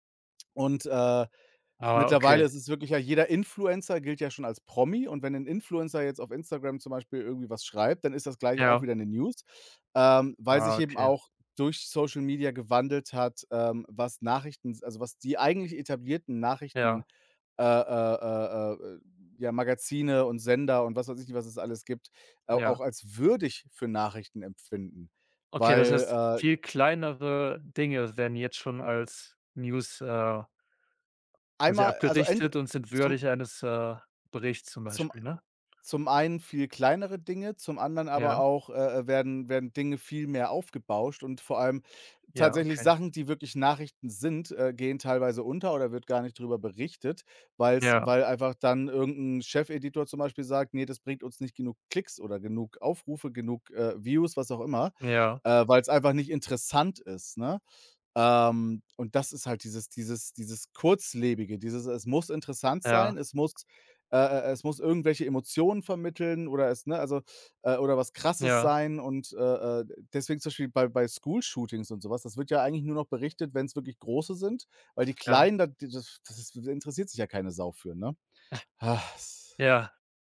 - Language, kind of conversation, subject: German, unstructured, Wie beeinflussen soziale Medien unsere Wahrnehmung von Nachrichten?
- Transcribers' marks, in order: other background noise; tapping; in English: "News"; in English: "School-Shootings"; snort; sigh